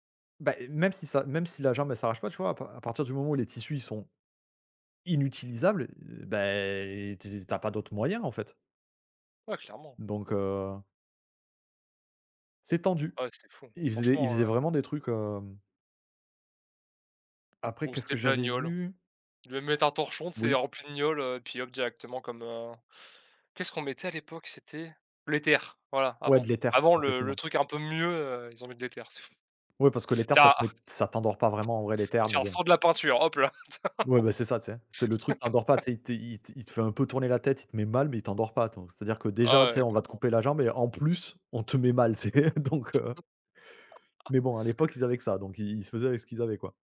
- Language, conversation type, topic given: French, unstructured, Qu’est-ce qui te choque dans certaines pratiques médicales du passé ?
- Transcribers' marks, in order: other background noise; laugh; laugh; stressed: "plus"; laughing while speaking: "c'est donc heu"; laugh